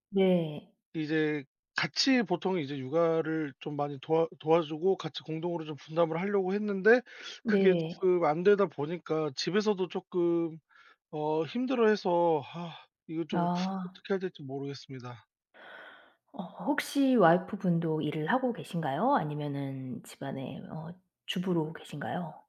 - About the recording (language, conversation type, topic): Korean, advice, 회사와 가정 사이에서 균형을 맞추기 어렵다고 느끼는 이유는 무엇인가요?
- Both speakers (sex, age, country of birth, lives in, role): female, 40-44, United States, United States, advisor; male, 30-34, South Korea, South Korea, user
- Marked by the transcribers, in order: teeth sucking; sigh; teeth sucking